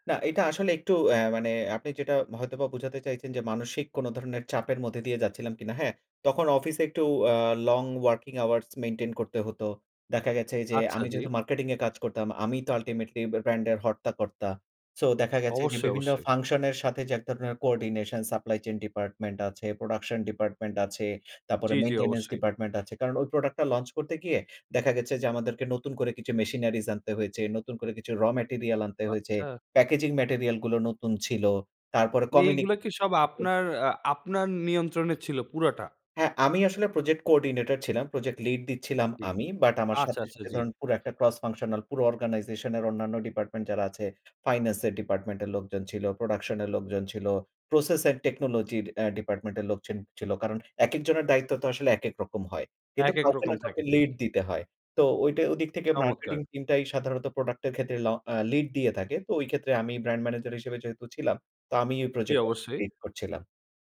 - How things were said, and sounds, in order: in English: "long working hours maintain"; in English: "coordination supply chain department"; unintelligible speech; in English: "process and technology"; "লোকজন" said as "লোকযেন"; tapping
- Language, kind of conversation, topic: Bengali, podcast, আপনার সবচেয়ে বড় প্রকল্প কোনটি ছিল?